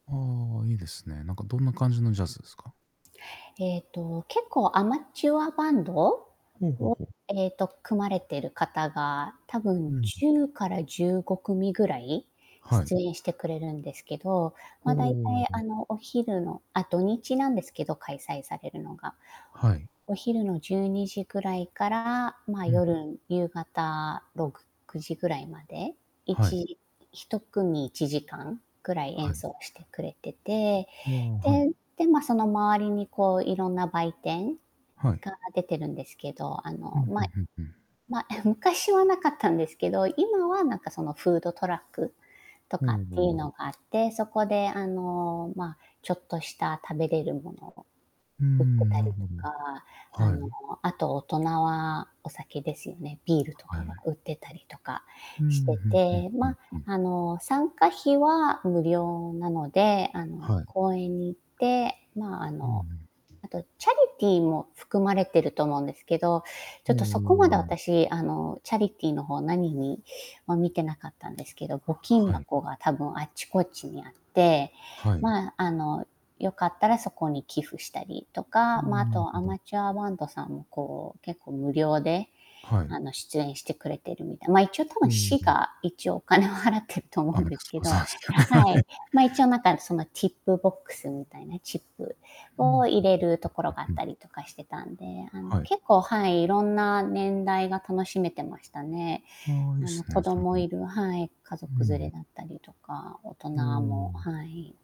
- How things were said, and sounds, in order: static; other background noise; laughing while speaking: "え"; distorted speech; laughing while speaking: "お金を払ってると思うんですけど"; unintelligible speech; laughing while speaking: "どね。はい"; in English: "ティップボックス"
- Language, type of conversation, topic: Japanese, unstructured, 最近参加した地元のイベントで、特に楽しかったことは何ですか？